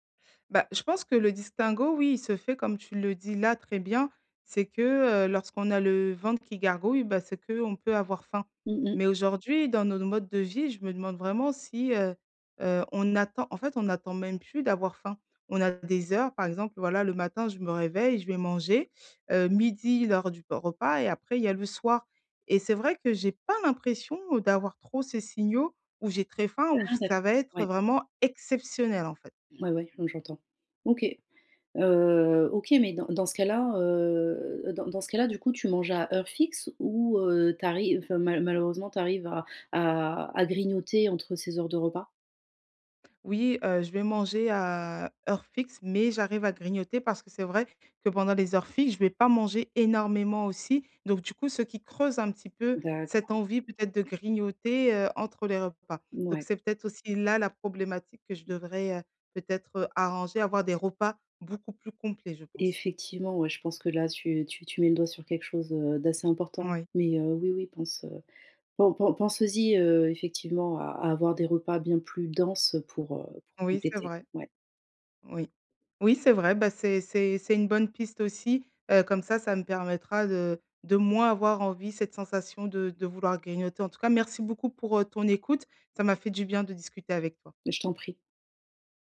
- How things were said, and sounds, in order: stressed: "exceptionnel"; tapping; other background noise
- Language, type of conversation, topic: French, advice, Comment reconnaître les signaux de faim et de satiété ?